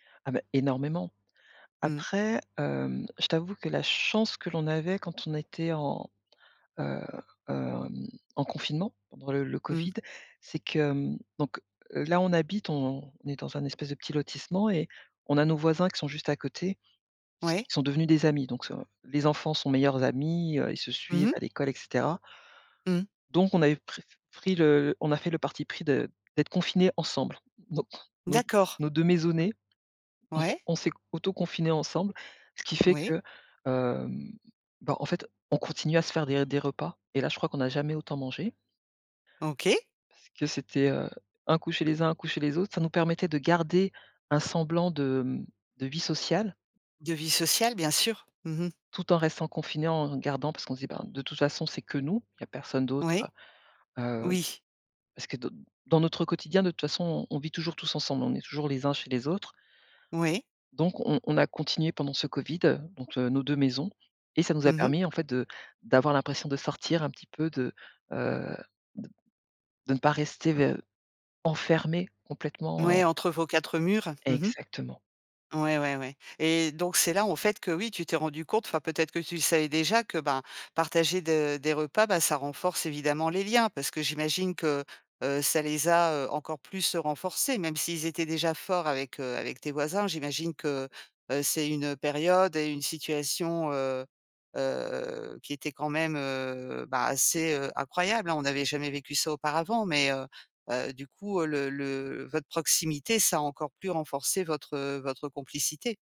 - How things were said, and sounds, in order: stressed: "chance"; tapping; stressed: "garder"
- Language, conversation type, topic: French, podcast, Pourquoi le fait de partager un repas renforce-t-il souvent les liens ?